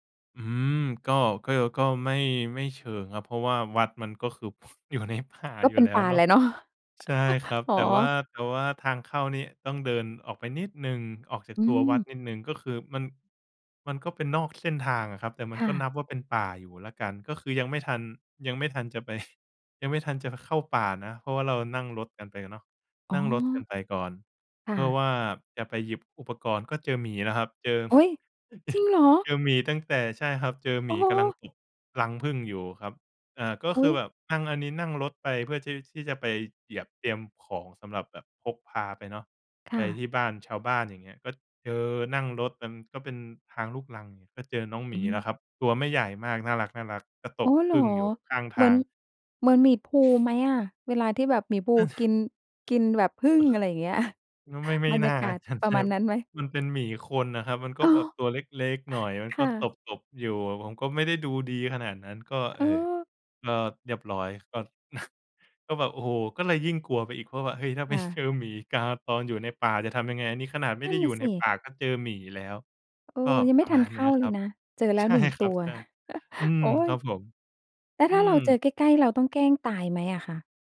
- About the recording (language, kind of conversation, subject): Thai, podcast, คุณมีเรื่องผจญภัยกลางธรรมชาติที่ประทับใจอยากเล่าให้ฟังไหม?
- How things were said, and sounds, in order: chuckle; laughing while speaking: "อยู่ในป่า"; laughing while speaking: "เนาะ"; chuckle; laughing while speaking: "ไป"; chuckle; other background noise; chuckle; chuckle; laughing while speaking: "ไป"; laughing while speaking: "ใช่ครับ"; chuckle